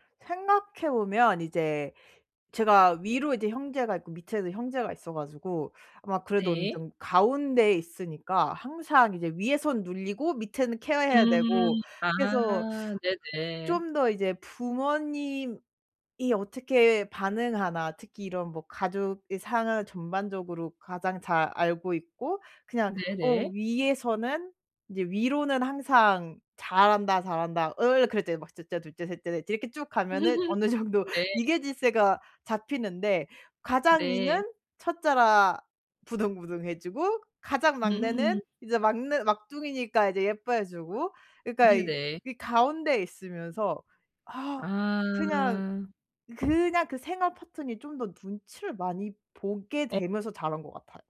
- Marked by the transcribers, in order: teeth sucking; laugh; laughing while speaking: "어느 정도"; "위계질서가" said as "위계질세가"
- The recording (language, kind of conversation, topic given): Korean, advice, 감정 소진 없이 원치 않는 조언을 정중히 거절하려면 어떻게 말해야 할까요?